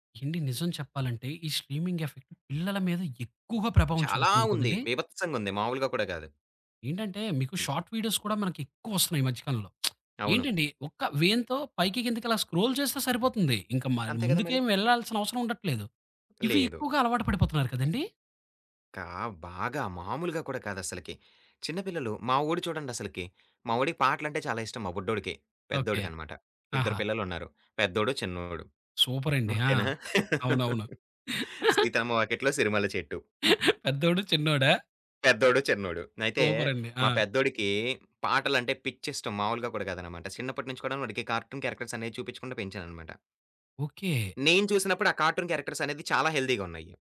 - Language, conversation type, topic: Telugu, podcast, స్ట్రీమింగ్ యుగంలో మీ అభిరుచిలో ఎలాంటి మార్పు వచ్చింది?
- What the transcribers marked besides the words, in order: stressed: "ఎక్కువగా"; stressed: "చాలా"; in English: "షార్ట్ వీడియోస్"; lip smack; in English: "స్క్రోల్"; tapping; laugh; chuckle; in English: "కార్టూన్"; in English: "కార్టూన్"; in English: "హెల్తీగా"